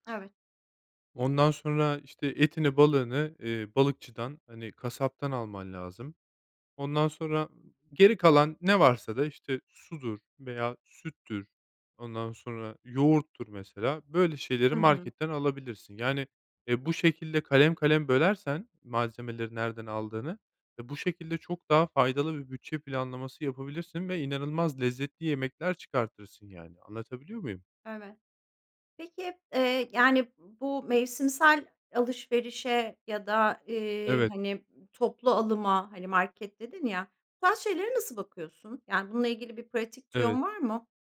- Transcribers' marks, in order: none
- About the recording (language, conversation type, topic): Turkish, podcast, Uygun bütçeyle lezzetli yemekler nasıl hazırlanır?